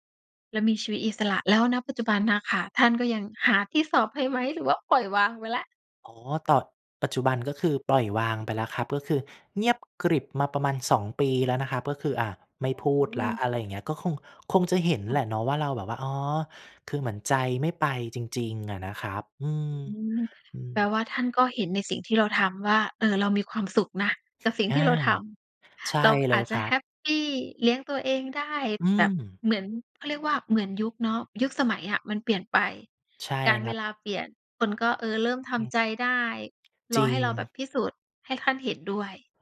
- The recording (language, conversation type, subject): Thai, podcast, ถ้าคนอื่นไม่เห็นด้วย คุณยังทำตามความฝันไหม?
- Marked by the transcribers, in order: tapping